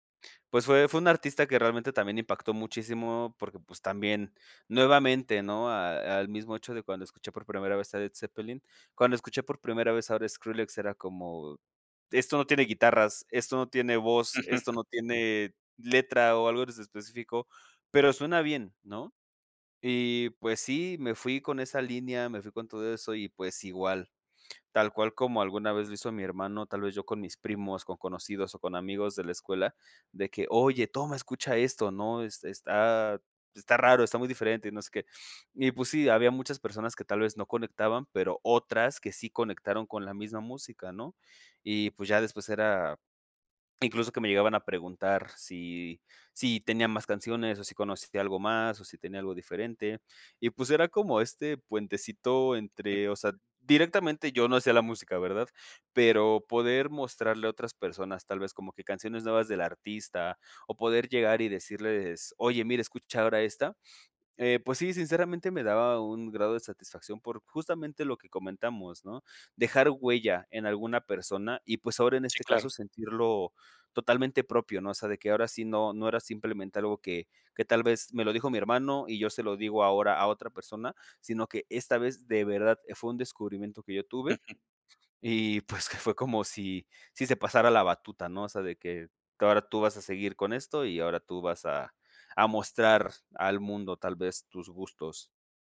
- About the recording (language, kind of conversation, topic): Spanish, podcast, ¿Qué canción o música te recuerda a tu infancia y por qué?
- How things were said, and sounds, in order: unintelligible speech; chuckle